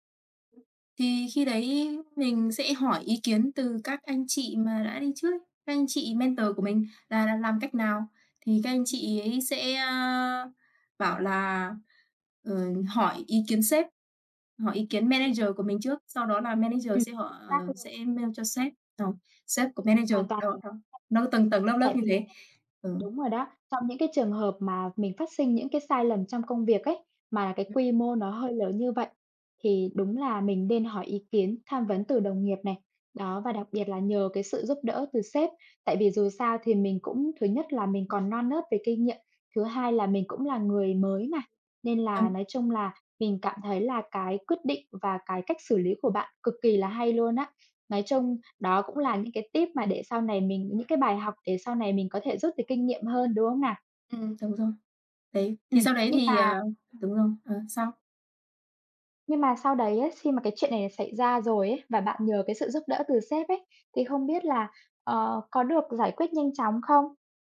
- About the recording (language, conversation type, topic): Vietnamese, unstructured, Bạn đã học được bài học quý giá nào từ một thất bại mà bạn từng trải qua?
- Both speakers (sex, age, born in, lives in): female, 20-24, Vietnam, Vietnam; female, 25-29, Vietnam, Vietnam
- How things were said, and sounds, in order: in English: "mentor"; tapping; in English: "manager"; in English: "manager"; in English: "manager"; unintelligible speech; other background noise